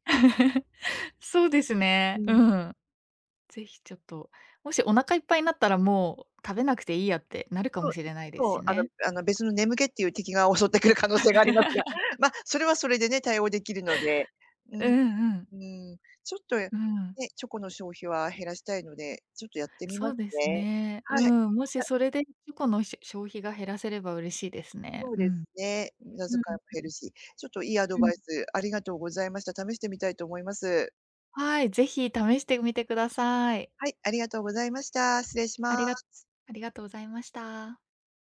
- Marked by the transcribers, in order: chuckle; other background noise; laugh
- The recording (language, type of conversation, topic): Japanese, advice, 日々の無駄遣いを減らしたいのに誘惑に負けてしまうのは、どうすれば防げますか？